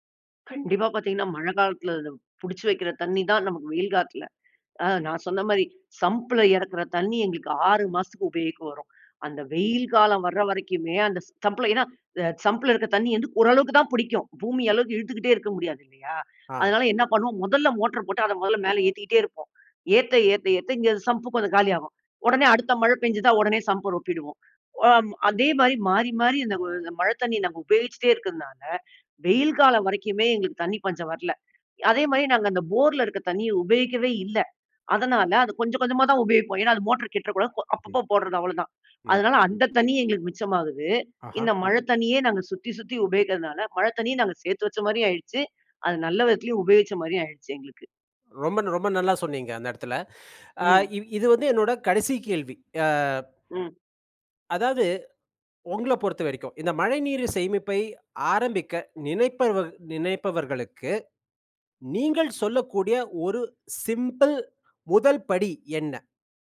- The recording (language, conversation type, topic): Tamil, podcast, வீட்டில் மழைநீர் சேமிப்பை எளிய முறையில் எப்படி செய்யலாம்?
- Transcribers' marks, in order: in English: "சம்ப்பில"; in English: "சம்ப்பில"; in English: "சம்பில"; in English: "மோட்டார"; in English: "சம்பு"; in English: "சம்ப்ப"; in English: "போர்ல"; in English: "மோட்டர்"; "உங்களப்" said as "ஓங்களப்"; other background noise; in English: "சிம்பிள்"